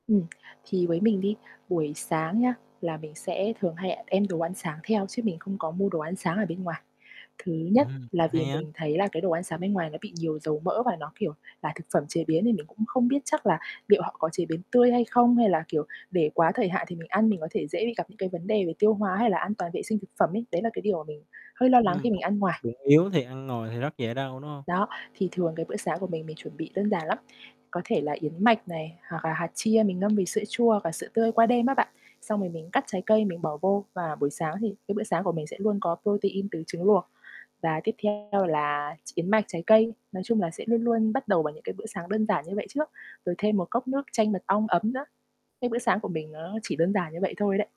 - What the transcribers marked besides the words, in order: mechanical hum; tapping; other background noise; distorted speech
- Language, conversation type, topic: Vietnamese, podcast, Bạn giữ thăng bằng giữa công việc và sức khỏe như thế nào?
- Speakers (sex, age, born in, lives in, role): female, 25-29, Vietnam, Vietnam, guest; male, 25-29, Vietnam, Vietnam, host